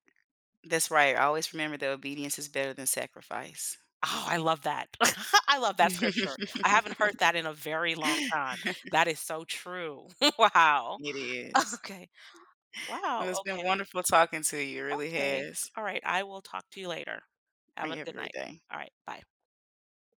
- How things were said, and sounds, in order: other background noise; chuckle; joyful: "I love that scripture"; laugh; chuckle; chuckle; laughing while speaking: "wow. Okay"
- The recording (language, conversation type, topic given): English, unstructured, How does experiencing loss shape your perspective on what is important in life?
- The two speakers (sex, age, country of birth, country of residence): female, 40-44, United States, United States; female, 50-54, United States, United States